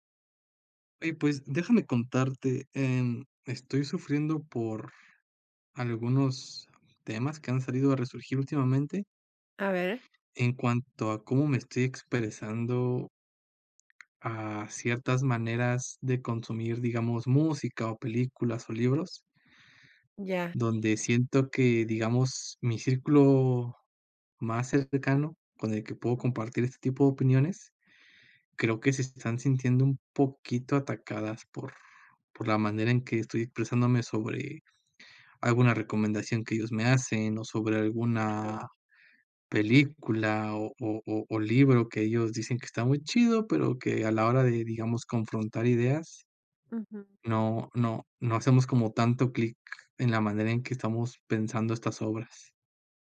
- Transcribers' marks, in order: none
- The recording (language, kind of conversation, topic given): Spanish, advice, ¿Cómo te sientes cuando temes compartir opiniones auténticas por miedo al rechazo social?